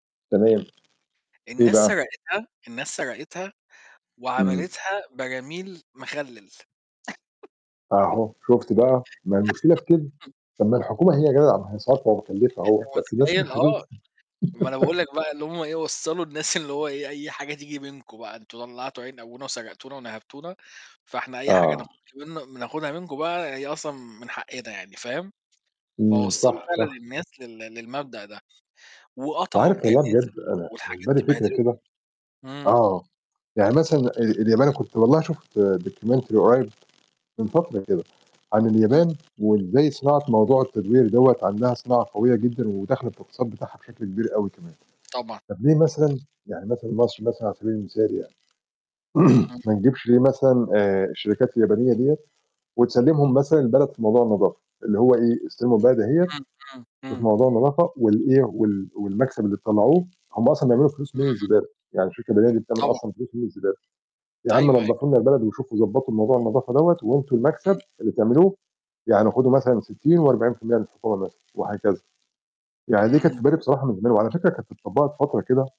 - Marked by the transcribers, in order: mechanical hum; other background noise; tapping; distorted speech; laugh; unintelligible speech; unintelligible speech; laugh; in English: "documentary"; throat clearing
- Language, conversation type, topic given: Arabic, unstructured, إنت شايف إن الحكومات بتعمل كفاية علشان تحمي البيئة؟